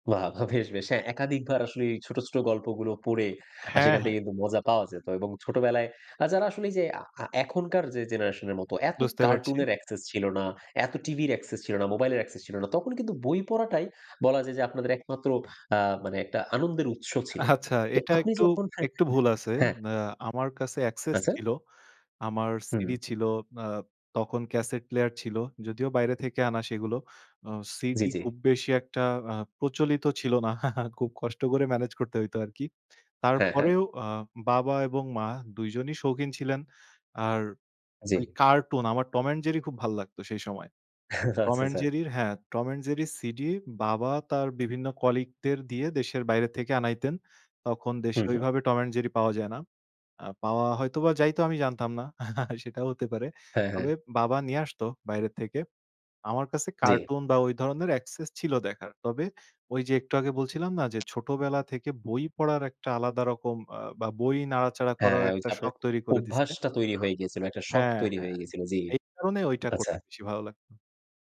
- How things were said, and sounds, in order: laughing while speaking: "বেশ, বেশ"; laughing while speaking: "আচ্ছা"; scoff; chuckle; laughing while speaking: "আচ্ছা, আচ্ছা"; tapping; chuckle
- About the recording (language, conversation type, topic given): Bengali, podcast, বই পড়ার অভ্যাস সহজভাবে কীভাবে গড়ে তোলা যায়?